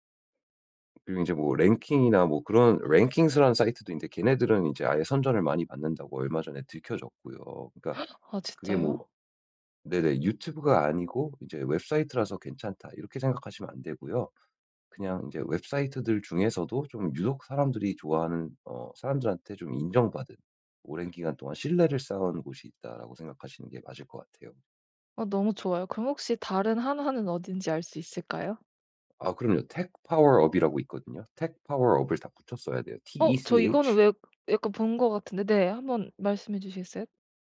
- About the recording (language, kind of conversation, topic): Korean, advice, 쇼핑할 때 결정을 미루지 않으려면 어떻게 해야 하나요?
- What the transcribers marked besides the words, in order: other background noise; gasp; in English: "TECH"